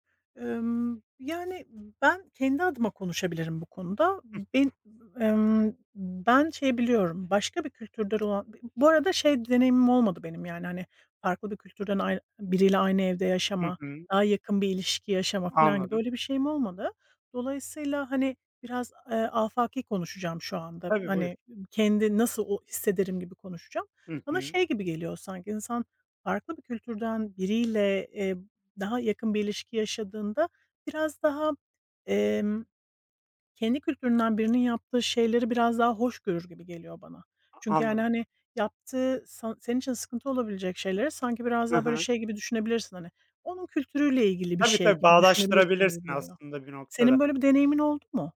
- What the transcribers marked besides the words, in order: other noise; tapping
- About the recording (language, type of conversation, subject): Turkish, unstructured, Kültürel farklılıklar insanları nasıl etkiler?
- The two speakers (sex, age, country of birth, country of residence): female, 40-44, Turkey, United States; male, 30-34, Turkey, Poland